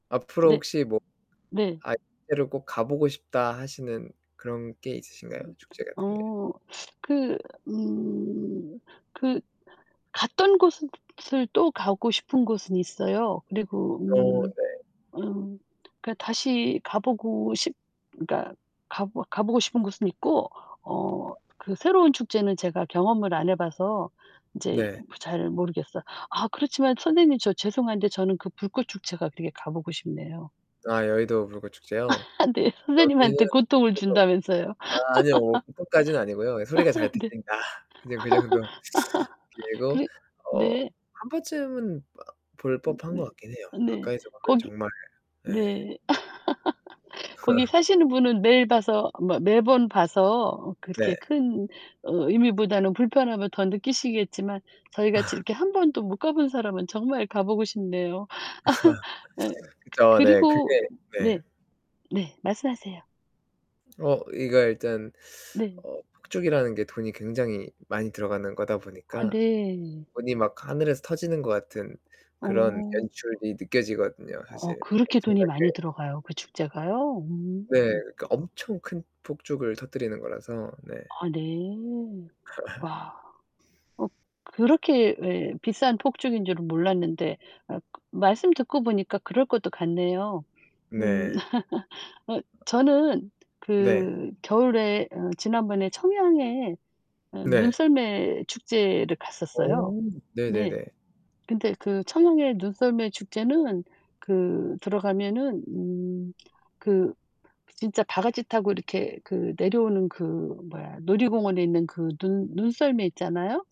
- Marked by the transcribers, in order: unintelligible speech; tapping; laughing while speaking: "아, 네"; laugh; laugh; laugh; laugh; laugh; other background noise; laugh; laugh; laugh
- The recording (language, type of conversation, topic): Korean, unstructured, 어떤 축제나 명절이 가장 기억에 남으세요?